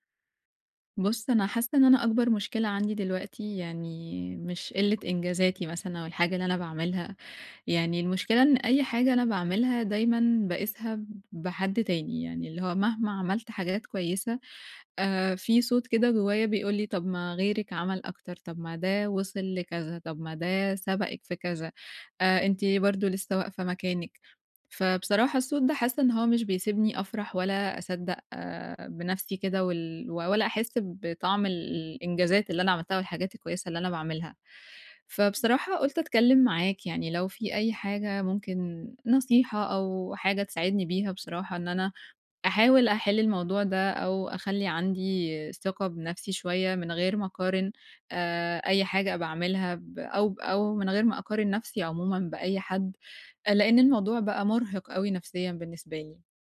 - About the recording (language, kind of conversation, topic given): Arabic, advice, إزاي أبني ثقتي في نفسي من غير ما أقارن نفسي بالناس؟
- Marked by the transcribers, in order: none